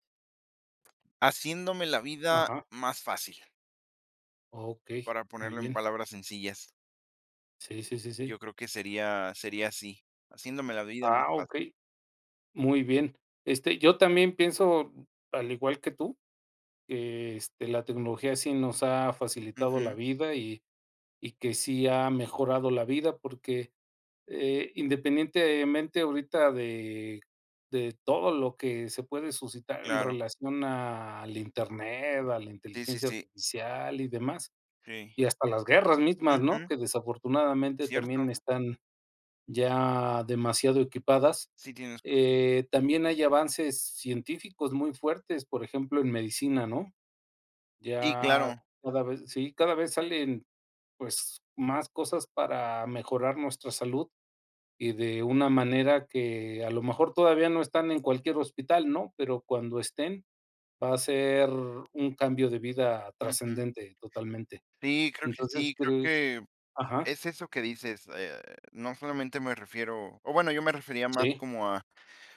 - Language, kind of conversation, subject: Spanish, unstructured, ¿Cómo crees que la tecnología ha mejorado tu vida diaria?
- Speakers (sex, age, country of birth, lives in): female, 20-24, Mexico, Mexico; male, 50-54, Mexico, Mexico
- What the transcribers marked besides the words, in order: other background noise; unintelligible speech